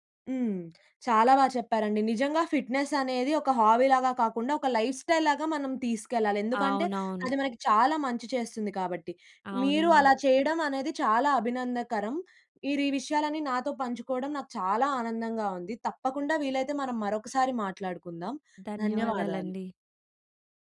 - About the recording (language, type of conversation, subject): Telugu, podcast, ఈ హాబీని మొదలుపెట్టడానికి మీరు సూచించే దశలు ఏవి?
- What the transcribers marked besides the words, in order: in English: "ఫిట్నెస్"; in English: "హాబీ‌లాగా"; in English: "లైఫ్‌స్టైల్‌లాగా"; tapping; "మీరు" said as "ఈరు"